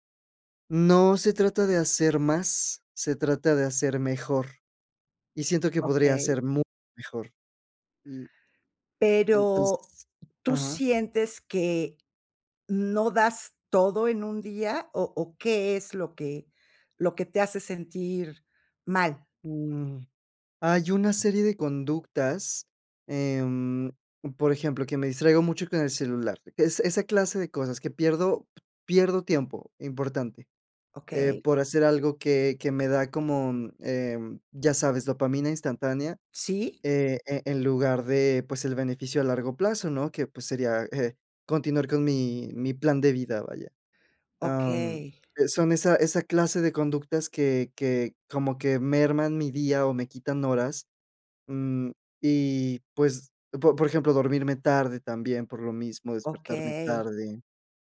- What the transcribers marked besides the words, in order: other background noise
- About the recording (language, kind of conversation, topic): Spanish, advice, ¿Qué te está costando más para empezar y mantener una rutina matutina constante?